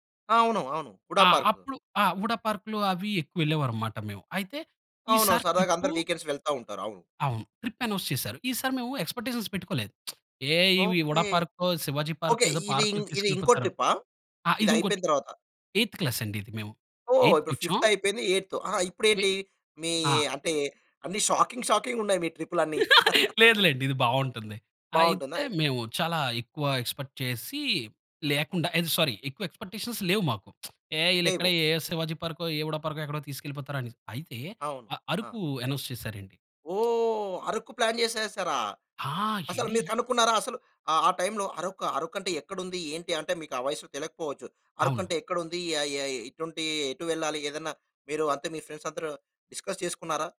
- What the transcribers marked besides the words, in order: in English: "వీకెండ్స్"; in English: "ట్రిప్ అనౌన్స్"; in English: "ఎక్సపెక్ట్స్టేషన్స్"; lip smack; in English: "ఎయిత్ క్లాస్"; in English: "ఫిఫ్త్"; in English: "ఎయిత్"; in English: "షాకింగ్ షాకింగ్‌గా"; chuckle; in English: "ఎక్స్పెక్ట్"; in English: "ఎక్స్పెక్టేషన్స్"; lip smack; in English: "అనౌన్స్"; surprised: "ఓహ్! అరకు ప్లాన్ చేసేసారా?"; tapping; in English: "ప్లాన్"; in English: "టైమ్‌లో"; in English: "ఫ్రెండ్స్"; in English: "డిస్కస్"
- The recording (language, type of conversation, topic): Telugu, podcast, నీ చిన్ననాటి పాఠశాల విహారయాత్రల గురించి నీకు ఏ జ్ఞాపకాలు గుర్తున్నాయి?